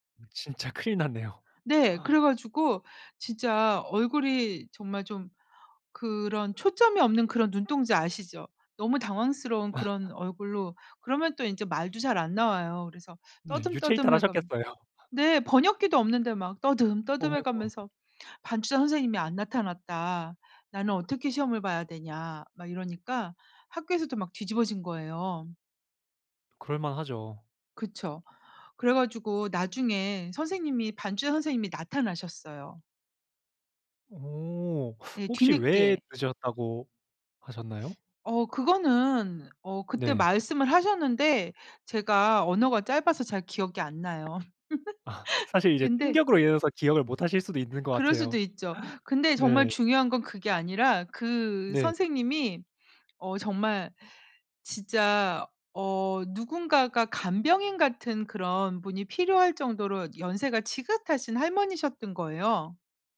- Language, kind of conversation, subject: Korean, podcast, 여행에서 가장 기억에 남는 경험은 무엇인가요?
- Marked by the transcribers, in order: gasp; laugh; laughing while speaking: "하셨겠어요"; other background noise; laughing while speaking: "아"; laugh; laughing while speaking: "같아요"